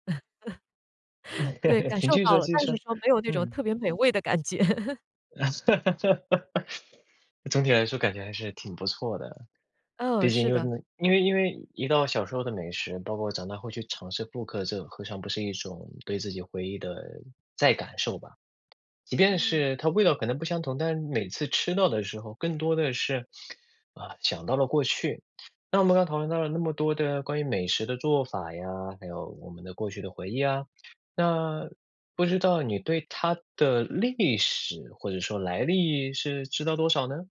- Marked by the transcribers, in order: chuckle; laughing while speaking: "感觉"; chuckle; laugh; other background noise
- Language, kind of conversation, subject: Chinese, podcast, 你最喜欢的本地小吃是哪一种，为什么？